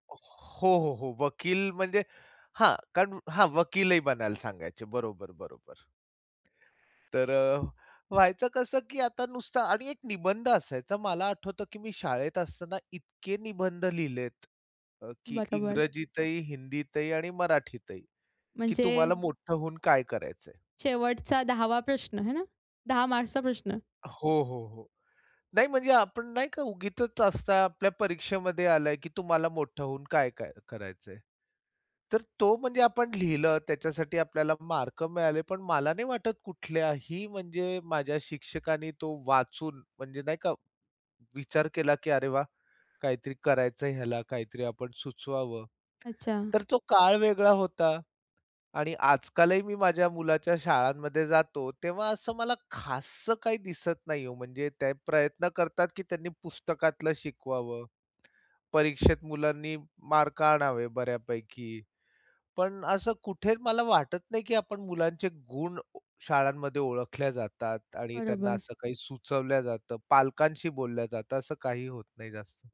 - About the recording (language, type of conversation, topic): Marathi, podcast, शाळांमध्ये करिअर मार्गदर्शन पुरेसे दिले जाते का?
- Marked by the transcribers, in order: wind; tapping; stressed: "खाससं"